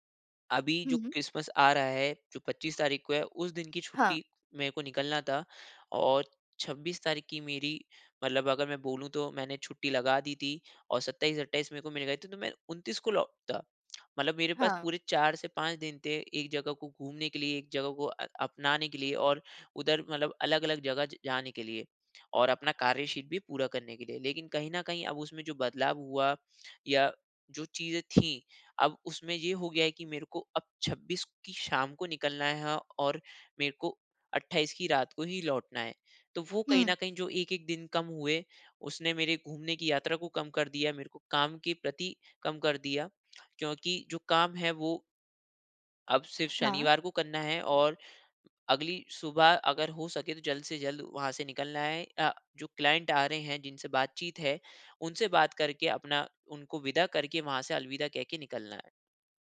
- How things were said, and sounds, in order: lip smack; other background noise; in English: "क्लाइंट"
- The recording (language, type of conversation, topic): Hindi, advice, योजना बदलना और अनिश्चितता से निपटना